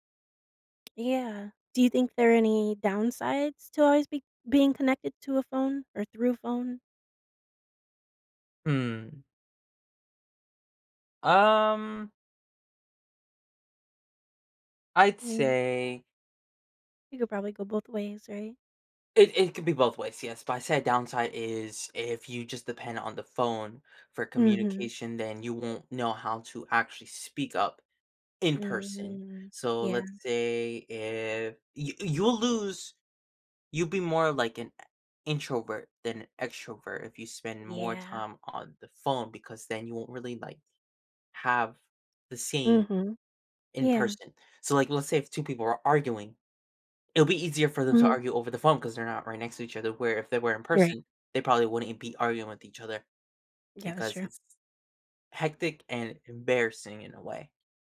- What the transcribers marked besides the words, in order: tapping; drawn out: "Um"; other background noise
- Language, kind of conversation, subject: English, unstructured, How have smartphones changed the way we communicate?